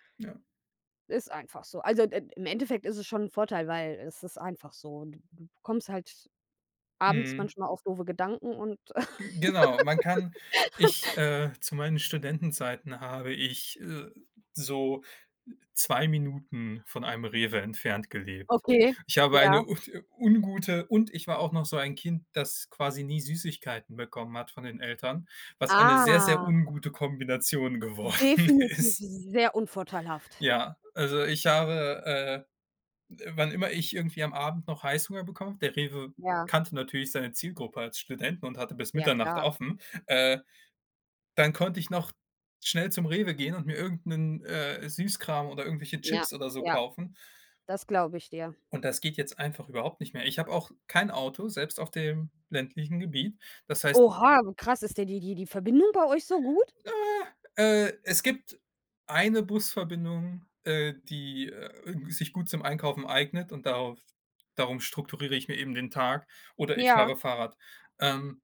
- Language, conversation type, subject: German, unstructured, Wie wichtig ist Bewegung wirklich für unsere Gesundheit?
- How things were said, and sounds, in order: other background noise; laugh; drawn out: "Ah!"; laughing while speaking: "geworden ist"; singing: "Äh"